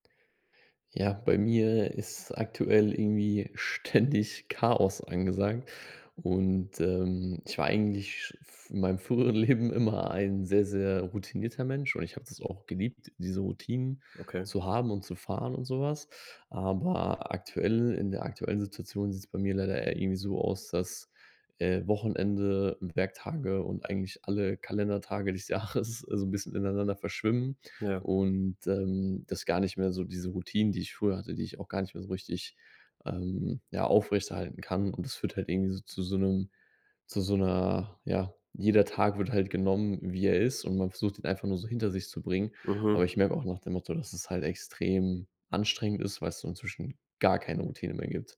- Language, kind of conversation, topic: German, advice, Wie kann ich damit umgehen, dass die Grenzen zwischen Werktagen und Wochenende bei mir verschwimmen und mein Tagesablauf dadurch chaotisch wird?
- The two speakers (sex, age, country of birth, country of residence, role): male, 25-29, Germany, Germany, advisor; male, 30-34, Germany, Germany, user
- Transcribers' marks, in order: laughing while speaking: "ständig"; laughing while speaking: "früheren Leben"; laughing while speaking: "des Jahres"; stressed: "gar"